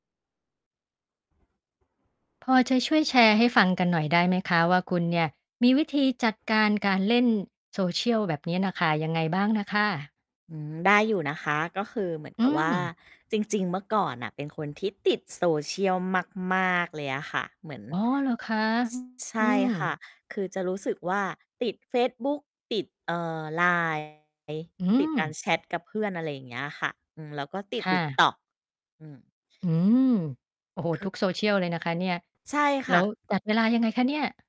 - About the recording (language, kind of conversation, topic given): Thai, podcast, มีวิธีจัดการเวลาเล่นโซเชียลให้พอดีและไม่กระทบชีวิตประจำวันอย่างไรบ้าง?
- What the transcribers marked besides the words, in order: other background noise; distorted speech; tapping